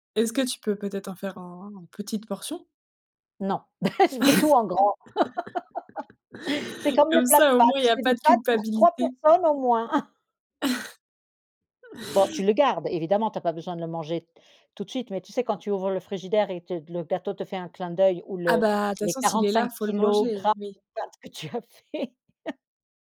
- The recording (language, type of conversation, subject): French, podcast, Peux-tu raconter une fois où tu as pris soin de quelqu’un en lui préparant un repas ?
- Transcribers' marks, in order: chuckle; laugh; chuckle; chuckle